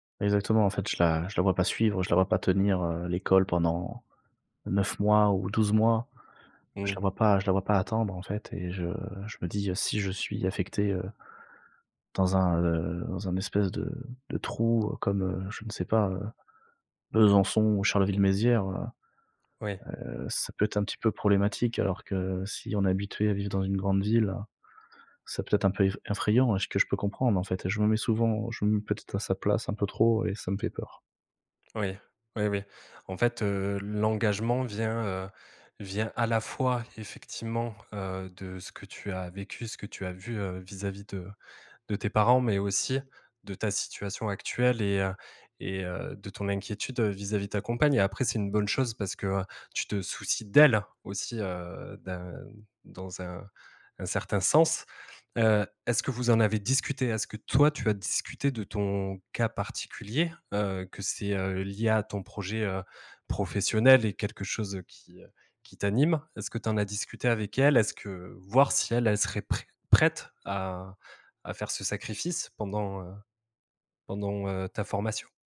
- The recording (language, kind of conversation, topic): French, advice, Ressentez-vous une pression sociale à vous marier avant un certain âge ?
- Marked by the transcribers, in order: tapping; stressed: "d'elle"; stressed: "voir"